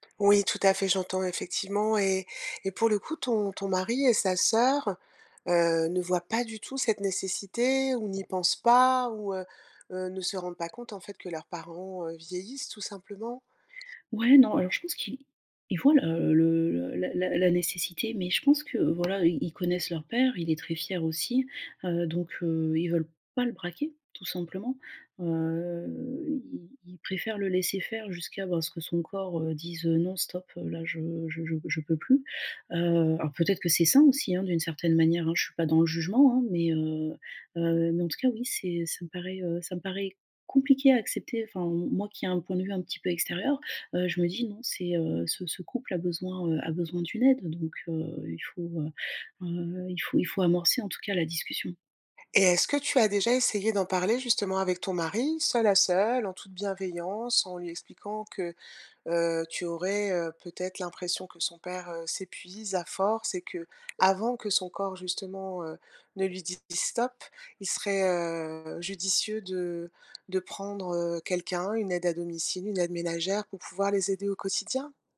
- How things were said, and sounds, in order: other background noise; drawn out: "Heu"; stressed: "compliqué"
- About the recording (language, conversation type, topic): French, advice, Comment puis-je aider un parent âgé sans créer de conflits ?